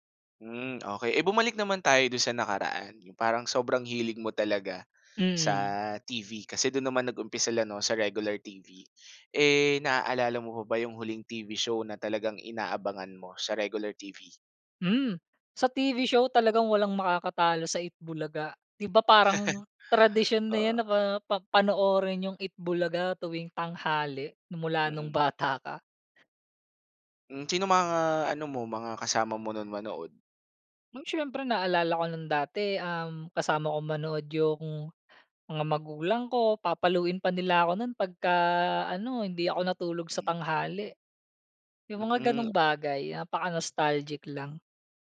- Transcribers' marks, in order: laugh; in English: "napaka-nostalgic"
- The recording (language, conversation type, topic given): Filipino, podcast, Paano nagbago ang panonood mo ng telebisyon dahil sa mga serbisyong panonood sa internet?